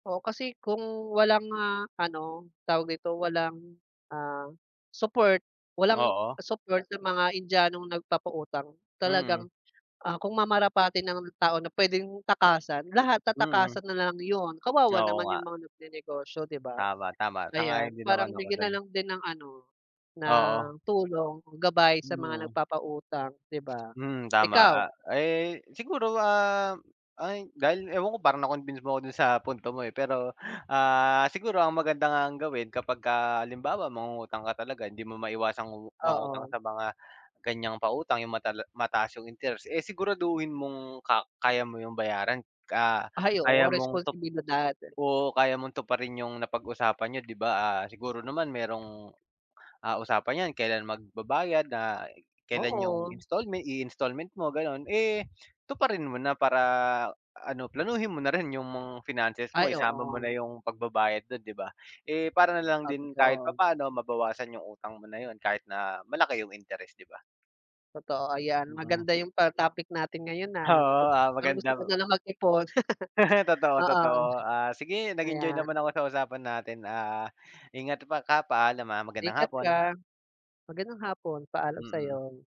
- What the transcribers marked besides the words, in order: tapping; other background noise; laughing while speaking: "Oo"; laugh; laugh
- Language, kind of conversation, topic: Filipino, unstructured, Ano ang opinyon mo tungkol sa mga nagpapautang na mataas ang interes?